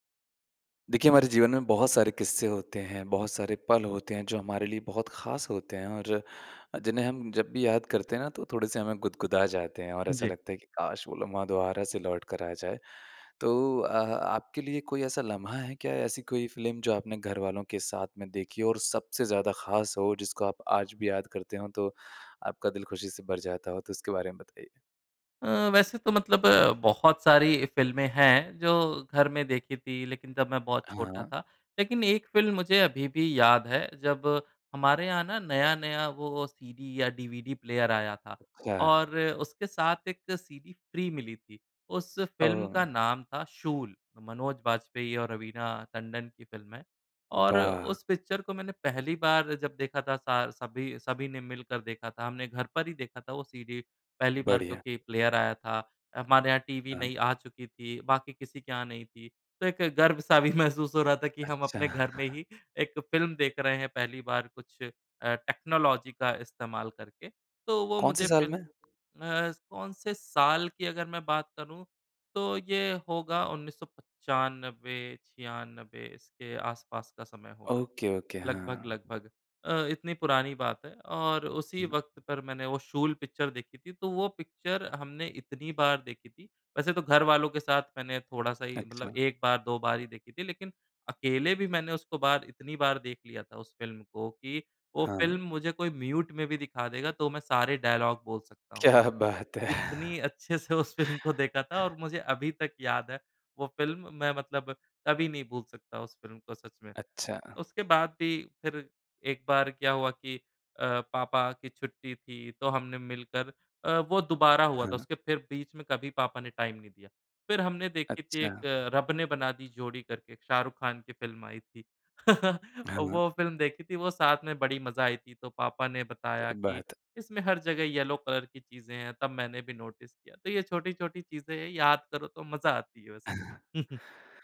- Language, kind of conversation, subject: Hindi, podcast, घर वालों के साथ आपने कौन सी फिल्म देखी थी जो आपको सबसे खास लगी?
- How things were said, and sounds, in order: in English: "डीवीडी प्लेयर"; in English: "फ़्री"; in English: "पिक्चर"; in English: "प्लेयर"; laughing while speaking: "भी"; chuckle; in English: "टेक्नोलॉजी"; in English: "ओके, ओके"; in English: "पिक्चर"; in English: "पिक्चर"; in English: "म्यूट"; in English: "डायलॉग"; joyful: "क्या बात है!"; laughing while speaking: "उस फ़िल्म"; in English: "टाइम"; laugh; in English: "येल्लो कलर"; in English: "नोटिस"; chuckle